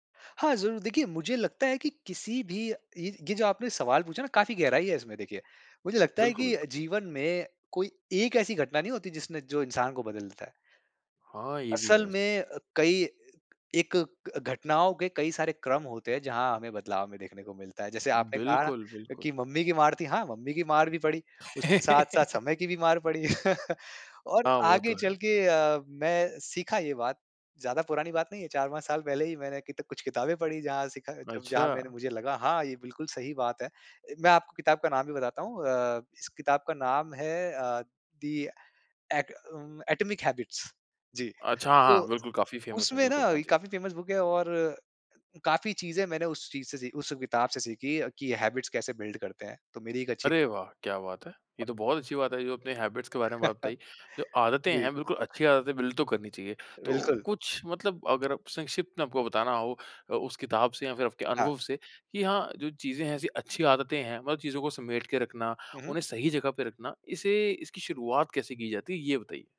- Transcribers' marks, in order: laugh; chuckle; in English: "दी ऍक उम, एटॉमिक हैबिट्स"; in English: "फेमस"; in English: "फेमस"; in English: "हैबिट्स"; in English: "बिल्ड"; in English: "हैबिट्स"; laugh; in English: "बिल्ड"
- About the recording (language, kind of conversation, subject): Hindi, podcast, चार्जर और केबलों को सुरक्षित और व्यवस्थित तरीके से कैसे संभालें?